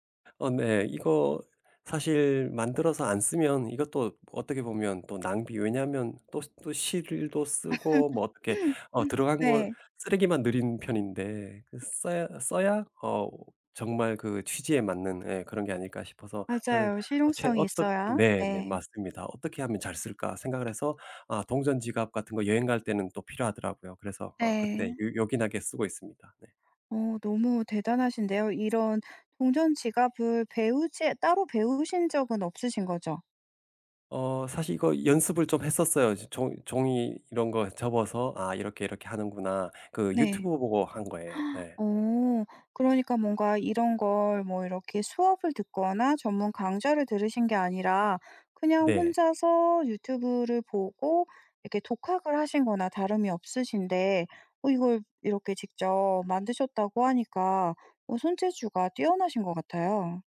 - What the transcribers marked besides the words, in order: laugh; other background noise; gasp
- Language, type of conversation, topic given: Korean, podcast, 플라스틱 쓰레기를 줄이기 위해 일상에서 실천할 수 있는 현실적인 팁을 알려주실 수 있나요?